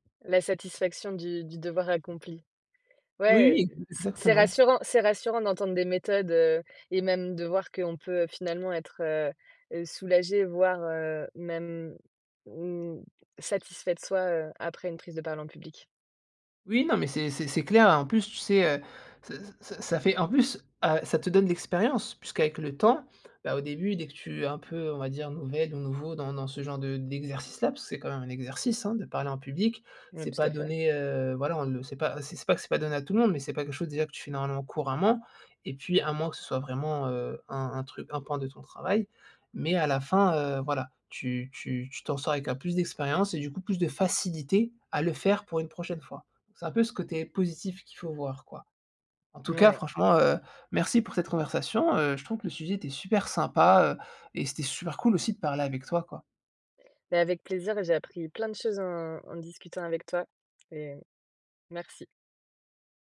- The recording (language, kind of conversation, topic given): French, podcast, Quelles astuces pour parler en public sans stress ?
- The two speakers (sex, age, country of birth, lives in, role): female, 30-34, France, France, host; male, 30-34, France, France, guest
- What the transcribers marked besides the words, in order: tapping